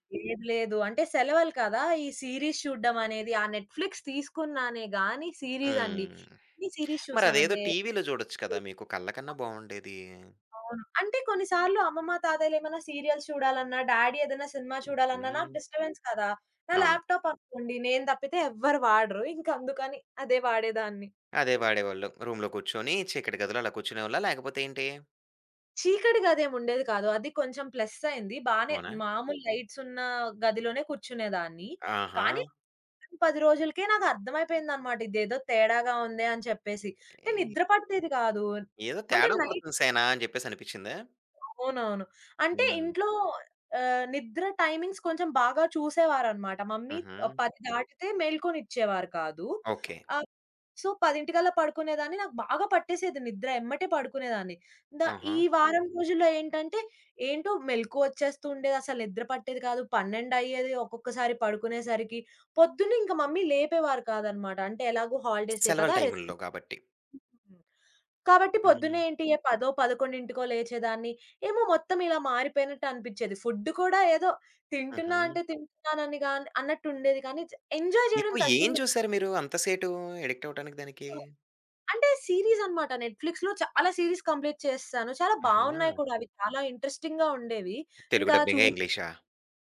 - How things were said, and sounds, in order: in English: "సీరీస్"; in English: "నెట్‌ఫ్లి‌క్స్"; in English: "సీరీస్"; other background noise; in English: "సీరియల్స్"; in English: "డ్యాడి"; in English: "డిస్టర్‌బెన్స్"; in English: "రూమ్‌లో"; in English: "ప్లస్"; in English: "లైట్స్"; in English: "నైట్"; in English: "టైమింగ్స్"; in English: "మమ్మీ"; in English: "సో"; in English: "మమ్మీ"; in English: "రెస్ట్"; in English: "ఎంజాయ్"; tapping; "సేపు" said as "సేటు"; in English: "అడిక్ట్"; in English: "సీరీస్"; in English: "నెట్‌ఫ్లిక్స్‌లో"; in English: "సీరీస్ కంప్లీట్"; in English: "ఇంట్రెస్టింగ్‌గా"
- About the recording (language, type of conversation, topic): Telugu, podcast, మీ స్క్రీన్ టైమ్‌ను నియంత్రించడానికి మీరు ఎలాంటి పరిమితులు లేదా నియమాలు పాటిస్తారు?